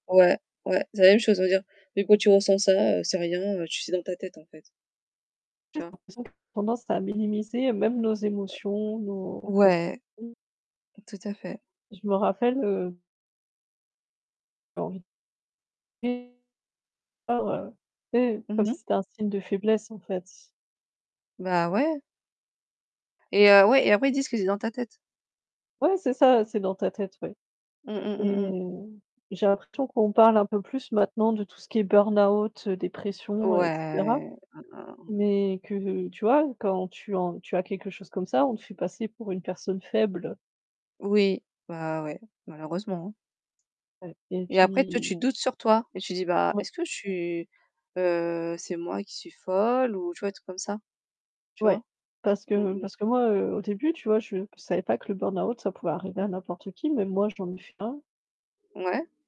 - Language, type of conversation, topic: French, unstructured, Pourquoi est-il si difficile de parler de santé mentale avec les gens autour de nous ?
- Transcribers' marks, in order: distorted speech; tapping; unintelligible speech; static; other background noise; unintelligible speech; drawn out: "Ouais"; mechanical hum